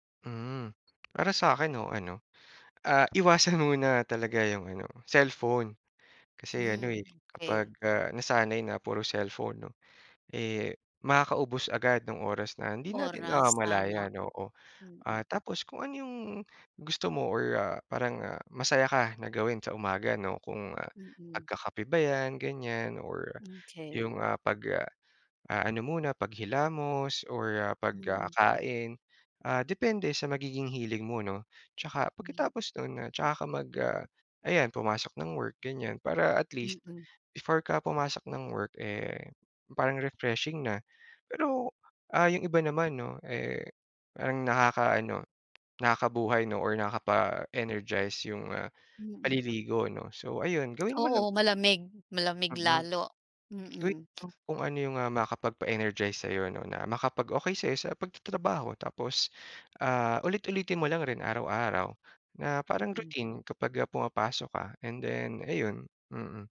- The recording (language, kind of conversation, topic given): Filipino, podcast, Paano nagsisimula ang umaga sa bahay ninyo?
- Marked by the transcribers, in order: other background noise; other noise